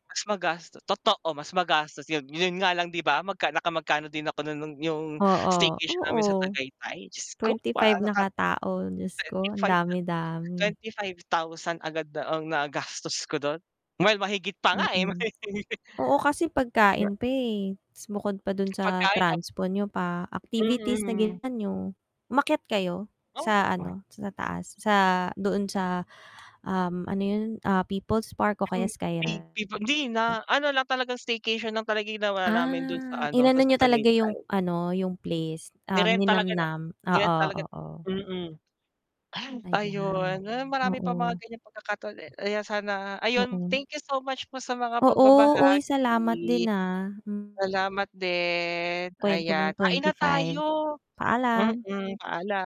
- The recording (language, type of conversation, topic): Filipino, unstructured, Ano ang pinakatumatak na karanasan mo kasama ang mga kaibigan?
- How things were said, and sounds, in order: distorted speech; tapping; laugh; mechanical hum; unintelligible speech; static